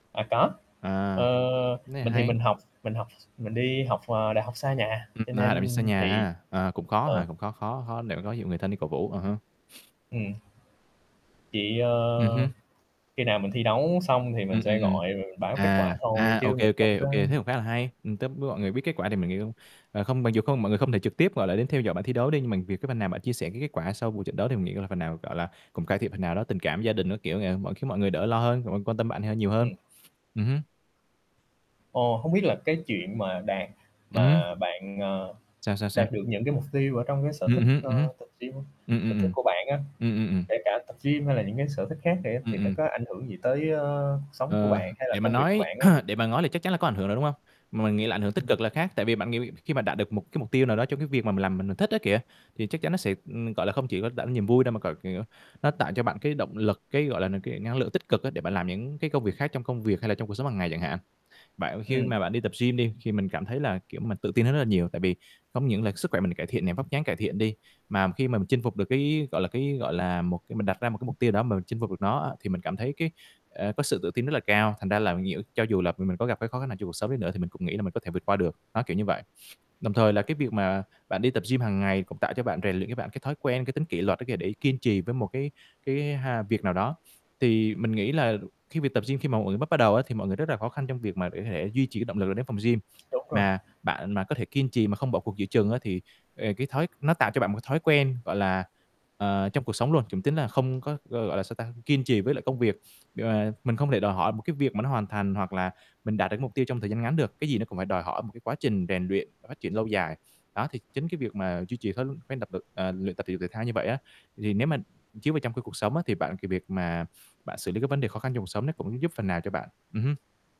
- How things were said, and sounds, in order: static; tapping; other background noise; distorted speech; chuckle; throat clearing; inhale; inhale; unintelligible speech; inhale; inhale; unintelligible speech
- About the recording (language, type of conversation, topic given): Vietnamese, unstructured, Bạn cảm thấy thế nào khi đạt được một mục tiêu trong sở thích của mình?